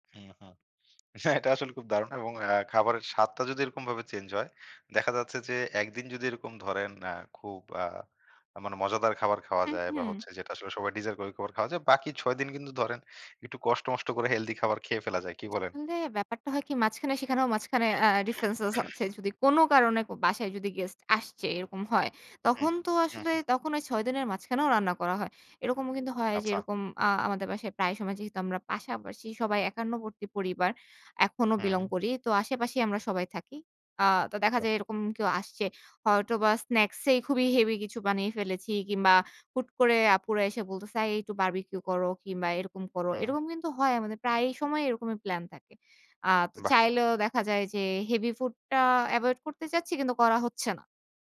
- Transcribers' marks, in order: tapping; laughing while speaking: "এটা আসলে খুব দারুণ"; laughing while speaking: "হেলথি খাবার খেয়ে"; other background noise; throat clearing
- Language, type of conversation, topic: Bengali, podcast, রেসিপি ছাড়াই আপনি কীভাবে নিজের মতো করে রান্না করেন?